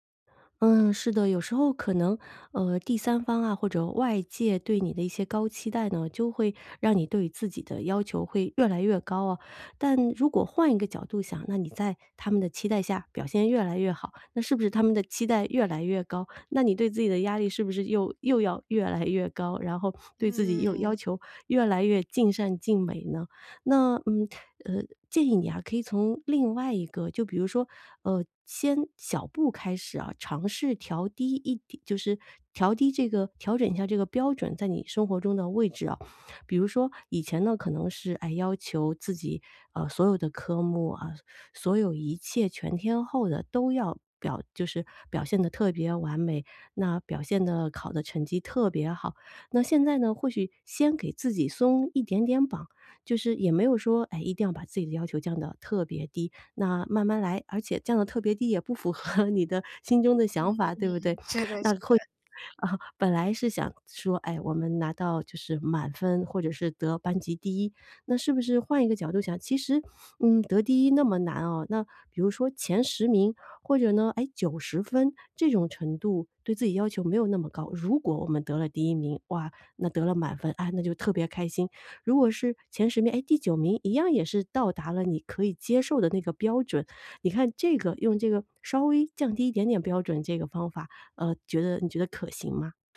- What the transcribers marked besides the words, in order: laughing while speaking: "越来越高"; joyful: "然后对自己又要求越来越尽善尽美呢？"; laughing while speaking: "合你的心中的想法，对不对？那或 啊"; joyful: "是的，是的"; other background noise
- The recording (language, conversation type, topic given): Chinese, advice, 我对自己要求太高，怎样才能不那么累？